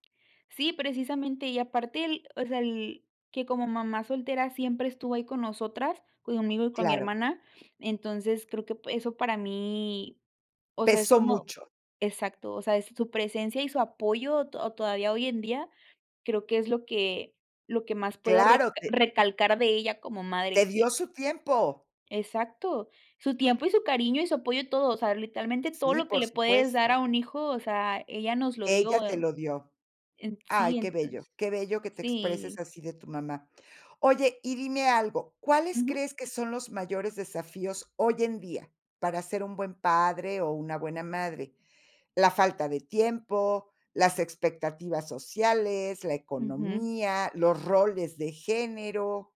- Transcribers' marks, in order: tapping
- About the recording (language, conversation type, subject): Spanish, podcast, ¿Qué significa para ti ser un buen papá o una buena mamá?